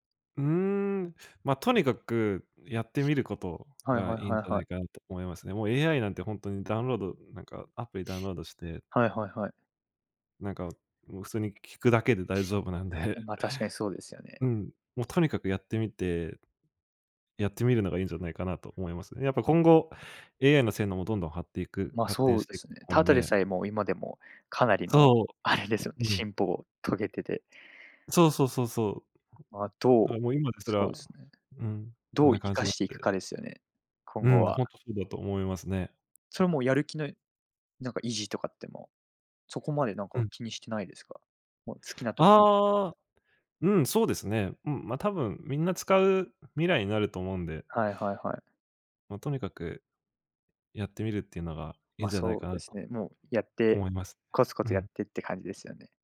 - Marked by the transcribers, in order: laughing while speaking: "なんで"; laughing while speaking: "あれですよね"; other background noise; tapping
- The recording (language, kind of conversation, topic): Japanese, podcast, 自分なりの勉強法はありますか？